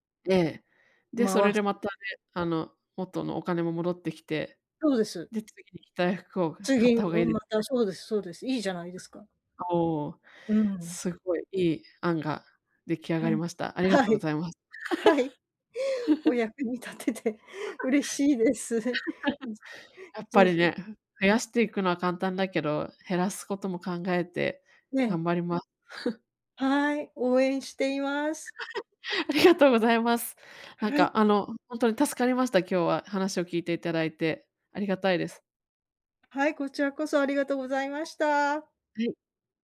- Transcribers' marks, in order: laughing while speaking: "はい。はい。お役に立てて嬉しいです。ぜひ"; laugh; chuckle; giggle
- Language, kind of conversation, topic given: Japanese, advice, 衝動買いを減らすための習慣はどう作ればよいですか？